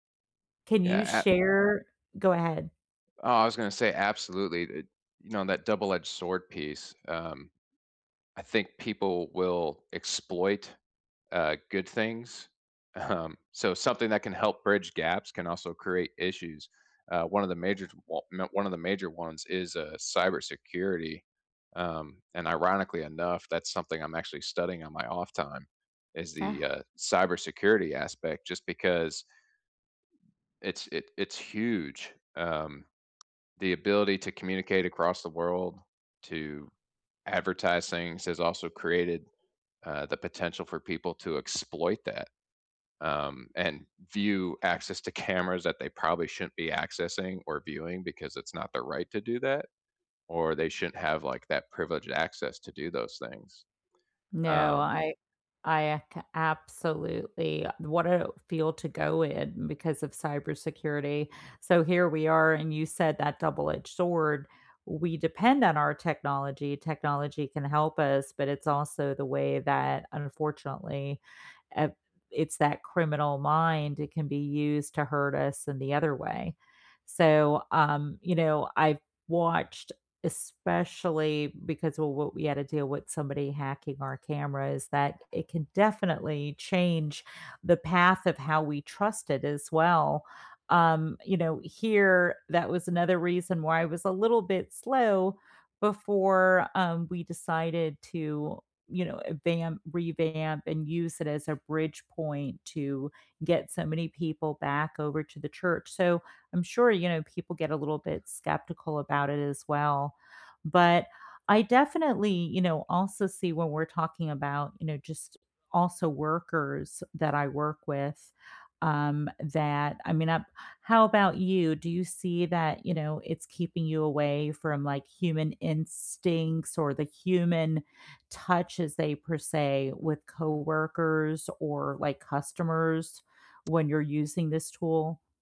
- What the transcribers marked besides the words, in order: laughing while speaking: "Um"; other background noise; tapping
- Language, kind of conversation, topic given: English, unstructured, How is technology changing your everyday work, and which moments stand out most?
- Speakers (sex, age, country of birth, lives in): female, 50-54, United States, United States; male, 35-39, United States, United States